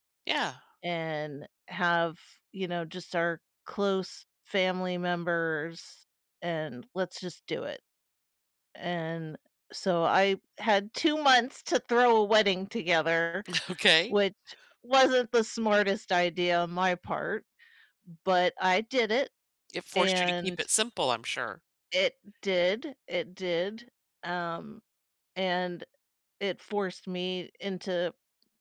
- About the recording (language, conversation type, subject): English, unstructured, What is a kind thing someone has done for you recently?
- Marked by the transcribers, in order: laughing while speaking: "Okay"